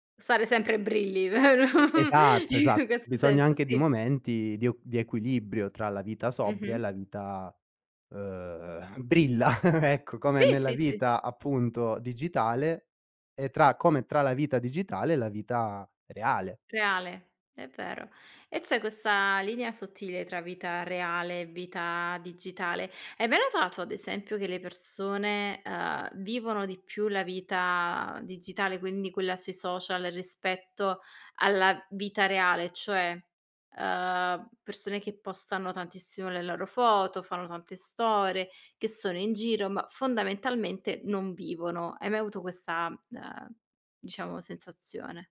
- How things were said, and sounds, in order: laughing while speaking: "vero? In questo"; laughing while speaking: "brilla, ecco"
- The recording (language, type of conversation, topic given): Italian, podcast, Quando ti accorgi di aver bisogno di una pausa digitale?